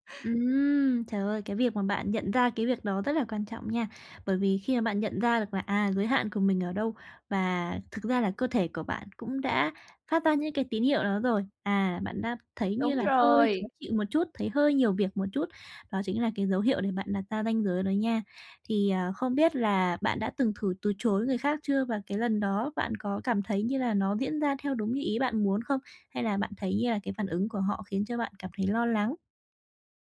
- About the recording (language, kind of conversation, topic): Vietnamese, advice, Làm thế nào để lịch sự từ chối lời mời?
- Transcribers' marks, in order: tapping